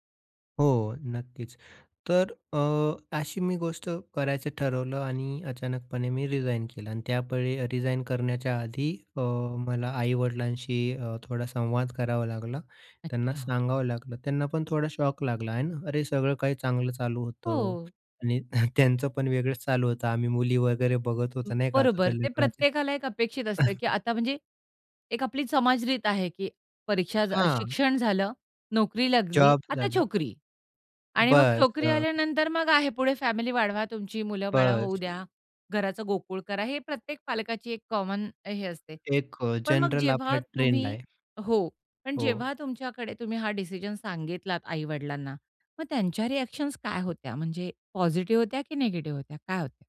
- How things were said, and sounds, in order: chuckle; other noise; chuckle; tapping; other background noise; in English: "रिअ‍ॅक्शन्स"
- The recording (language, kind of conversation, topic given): Marathi, podcast, अपयशानंतर तुम्ही पुन्हा नव्याने सुरुवात कशी केली?